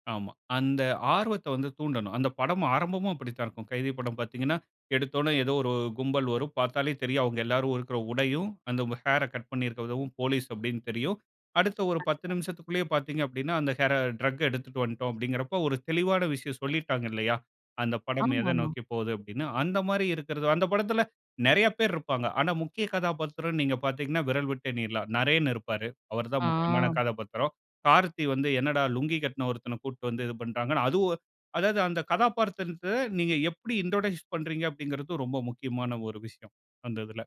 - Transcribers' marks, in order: in English: "இன்ட்ரோடியூஸ்"
- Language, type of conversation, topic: Tamil, podcast, கதையைத் தொடங்கும் போது கேட்பவரின் கவனத்தை உடனே ஈர்க்க என்ன செய்ய வேண்டும்?